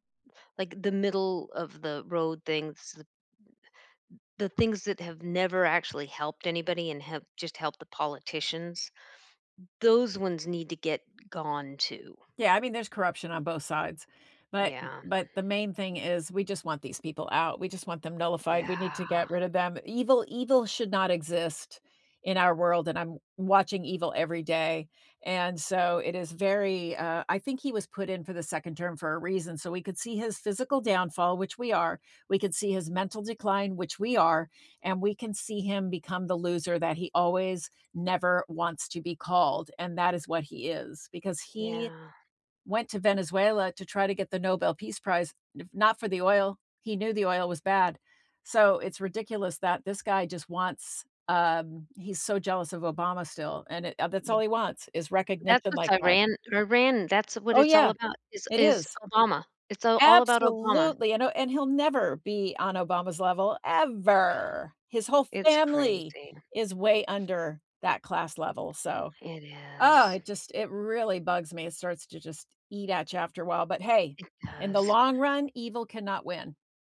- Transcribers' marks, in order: other background noise; tapping; stressed: "ever"
- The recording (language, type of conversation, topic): English, unstructured, How does diversity shape the place where you live?